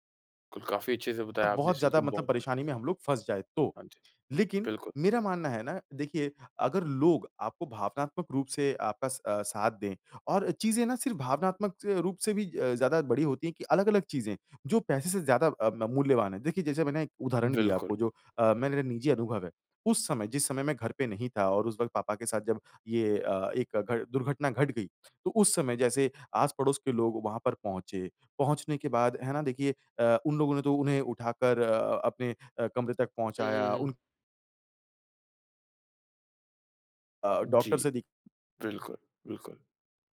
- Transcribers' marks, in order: none
- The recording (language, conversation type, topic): Hindi, podcast, किसी संकट में आपके आसपास वालों ने कैसे साथ दिया?